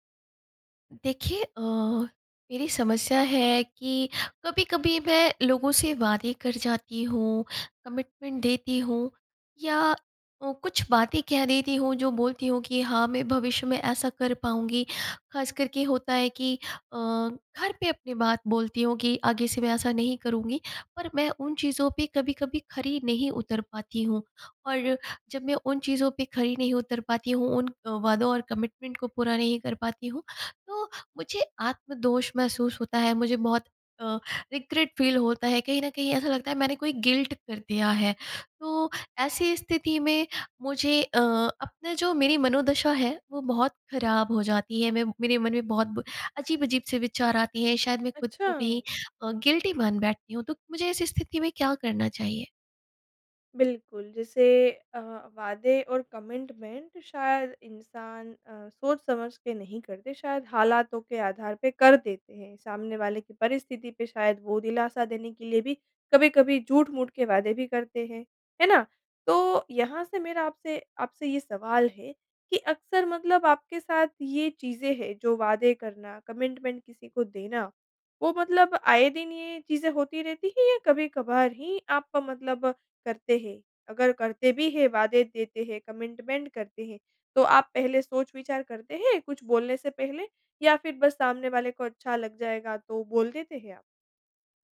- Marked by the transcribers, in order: tapping; in English: "कमिटमेंट"; in English: "कमिटमेंट"; in English: "रिग्रेट फील"; in English: "गिल्ट"; in English: "गिल्टी"; in English: "कमिटमेंट"; in English: "कमिटमेंट"; in English: "कमिटमेंट"
- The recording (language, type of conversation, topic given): Hindi, advice, जब आप अपने वादे पूरे नहीं कर पाते, तो क्या आपको आत्म-दोष महसूस होता है?